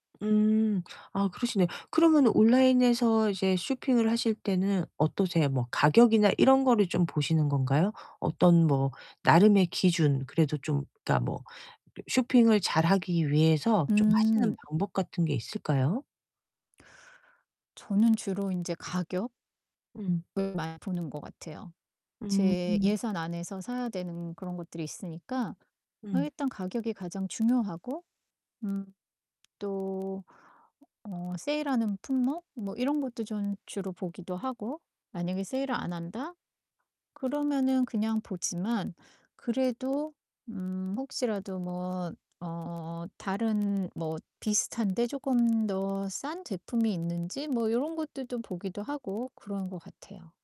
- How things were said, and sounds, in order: distorted speech; other background noise
- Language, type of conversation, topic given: Korean, advice, 예산 안에서 품질 좋은 물건을 어떻게 찾아야 할까요?